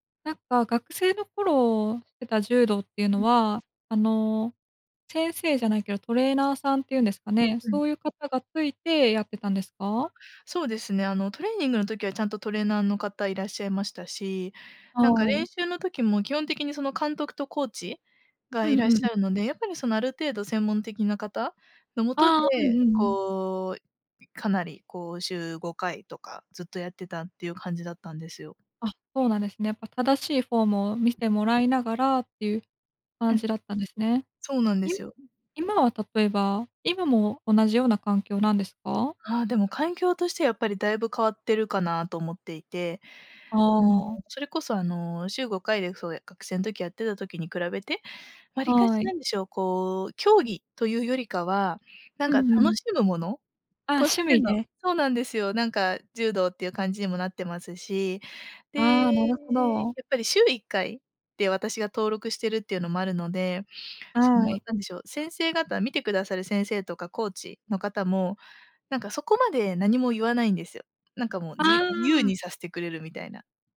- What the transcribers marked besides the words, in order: other background noise; tapping
- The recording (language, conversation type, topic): Japanese, advice, 怪我や故障から運動に復帰するのが怖いのですが、どうすれば不安を和らげられますか？